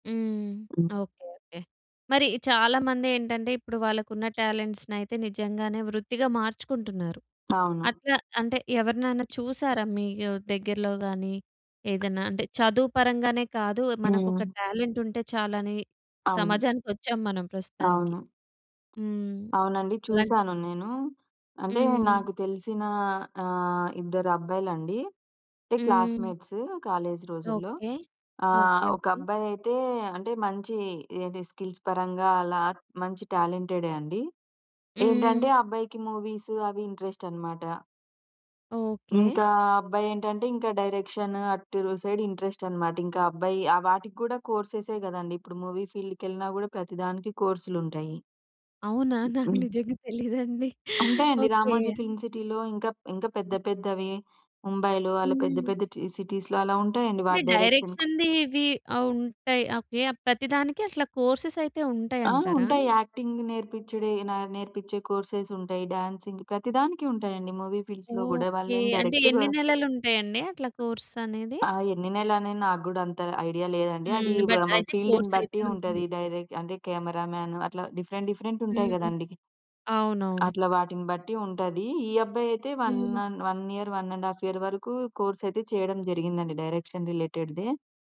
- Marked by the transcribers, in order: other background noise; in English: "టాలెంట్స్‌నైతే"; tapping; in English: "టాలెంట్"; in English: "క్లాస్‌మేట్స్, కాలేజ్"; in English: "స్కిల్స్"; in English: "మూవీస్"; in English: "ఇంట్రెస్ట్"; in English: "డైరెక్షన్"; in English: "సైడ్ ఇంట్రెస్ట్"; laughing while speaking: "నాకు నిజంగా తెలీదండి"; in English: "సిటీస్‌లో"; in English: "డైరెక్షన్"; in English: "డైరెక్షన్‌ది"; in English: "కోర్సెస్"; in English: "యాక్టింగ్"; in English: "కోర్స్"; in English: "డ్యాన్సింగ్"; in English: "మూవీ ఫీల్డ్స్‌లో"; in English: "డైరెక్ట్‌గా"; in English: "కోర్స్"; in English: "ఐడియా"; unintelligible speech; in English: "ఫీల్డ్‌ని"; in English: "బట్"; in English: "కోర్స్"; in English: "డైరెక్ట్"; in English: "కెమెరామన్"; in English: "డిఫరెంట్ డిఫరెంట్"; in English: "వన్ అన్ వన్ ఇయర్, వన్ అండ్ హాఫ్ ఇయర్"; in English: "కోర్సెస్"; in English: "డైరెక్షన్ రిలేటెడ్‌దే"
- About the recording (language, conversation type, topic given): Telugu, podcast, నచ్చిన పనిని ప్రాధాన్యంగా ఎంచుకోవాలా, లేక స్థిర ఆదాయానికి ఎక్కువ ప్రాధాన్యం ఇవ్వాలా?